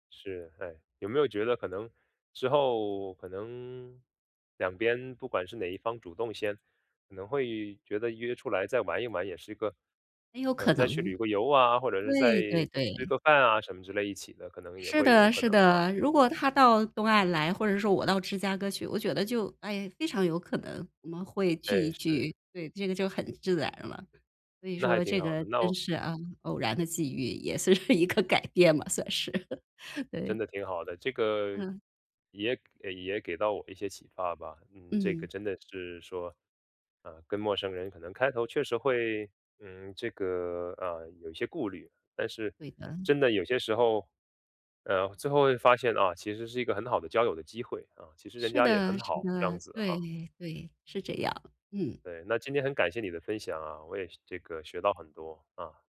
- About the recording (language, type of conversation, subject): Chinese, podcast, 你有没有被陌生人邀请参加当地活动的经历？
- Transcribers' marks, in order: laughing while speaking: "也是一个改变吧，算是。对"